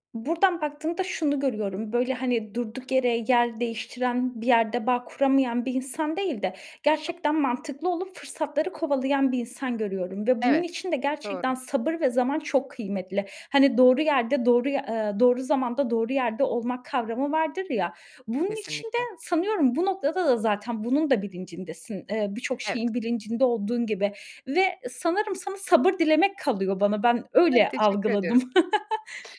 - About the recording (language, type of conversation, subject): Turkish, advice, Yaşam tarzınızı kökten değiştirmek konusunda neden kararsız hissediyorsunuz?
- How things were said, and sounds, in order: unintelligible speech; laugh